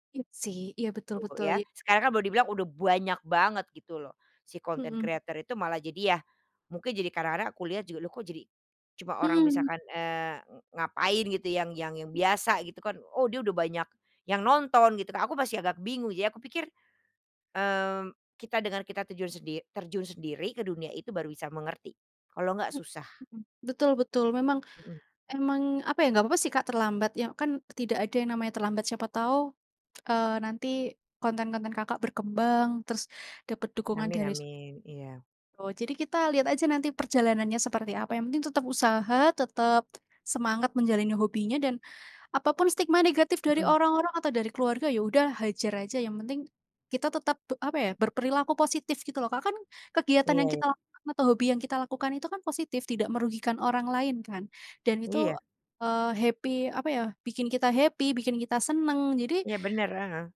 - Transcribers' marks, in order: "banyak" said as "buanyak"; in English: "content creator"; other background noise; tapping; in English: "happy"; in English: "happy"
- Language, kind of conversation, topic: Indonesian, unstructured, Bagaimana perasaanmu kalau ada yang mengejek hobimu?